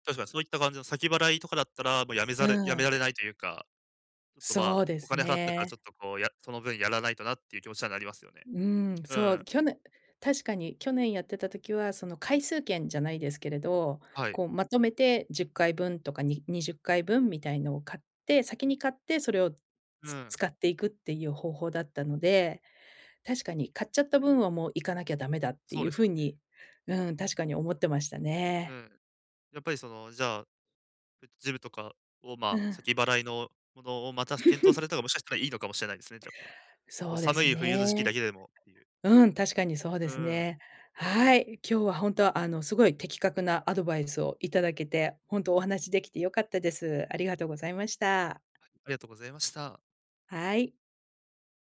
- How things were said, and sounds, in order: chuckle
- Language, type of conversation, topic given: Japanese, advice, やる気が出ないとき、どうすれば物事を続けられますか？